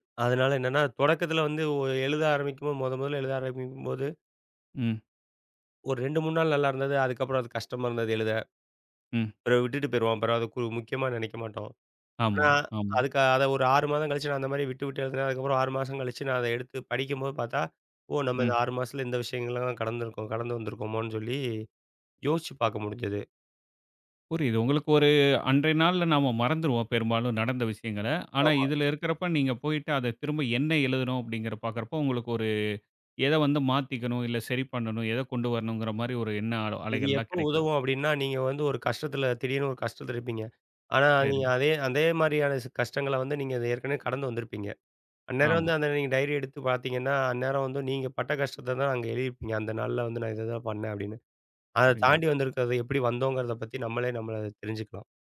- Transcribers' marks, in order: other background noise; "அப்படிங்கிறத" said as "அப்படிங்கிற"
- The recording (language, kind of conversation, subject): Tamil, podcast, சிறு பழக்கங்கள் எப்படி பெரிய முன்னேற்றத்தைத் தருகின்றன?